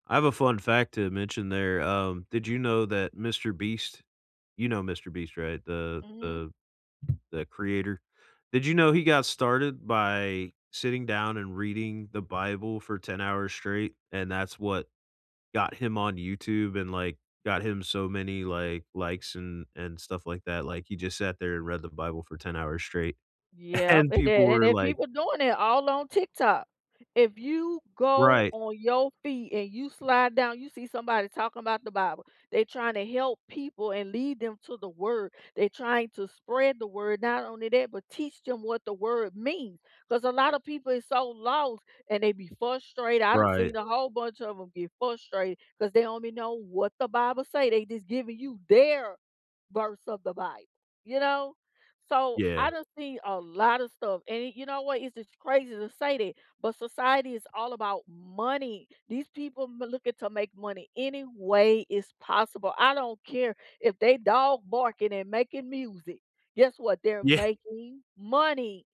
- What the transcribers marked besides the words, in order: other background noise; laughing while speaking: "and"; "frustrated" said as "fustrated"; "frustrated" said as "fustrated"; stressed: "their"; laughing while speaking: "Yeah"; stressed: "money"
- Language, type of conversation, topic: English, unstructured, Do you think social media has been spreading more truth or more lies lately?